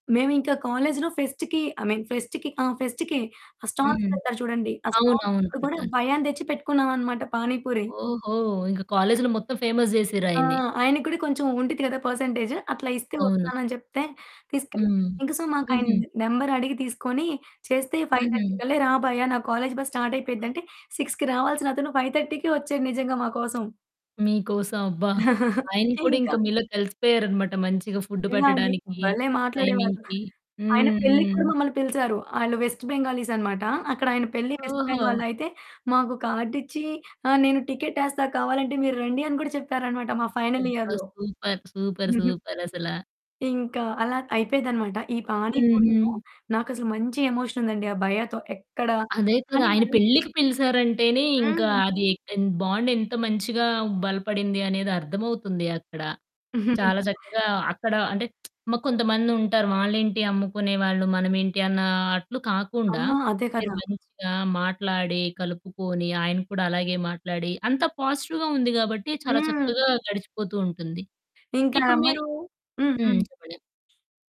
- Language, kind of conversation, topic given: Telugu, podcast, వీధి ఆహార విక్రేతతో మీ సంభాషణలు కాలక్రమంలో ఎలా మారాయి?
- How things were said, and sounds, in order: in English: "ఫెస్ట్‌కి ఐ మీన్ ఫెస్ట్‌కి"; in English: "స్టాల్స్"; in English: "స్టాల్స్"; distorted speech; in English: "ఫేమస్"; in English: "సో"; in Hindi: "భయ్యా"; other background noise; chuckle; in English: "టైమింగ్‌కి"; in English: "వెస్ట్ బెంగాలీస్"; in English: "సూపర్. సూపర్. సూపర్"; in English: "ఫైనల్ ఇయర్‌లో"; in English: "ఎమోషన్"; static; in English: "బాండ్"; chuckle; lip smack; in English: "పాజిటివ్‌గా"